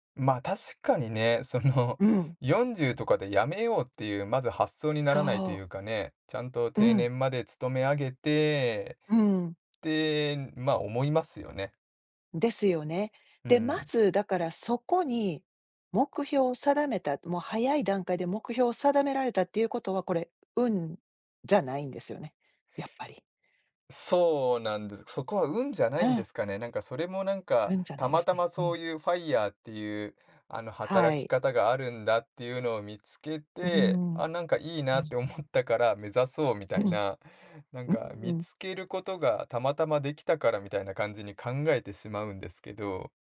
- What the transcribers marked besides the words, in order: tapping; in English: "FIRE"; laughing while speaking: "思ったから"
- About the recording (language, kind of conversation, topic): Japanese, advice, 成功しても「運だけだ」と感じてしまうのはなぜですか？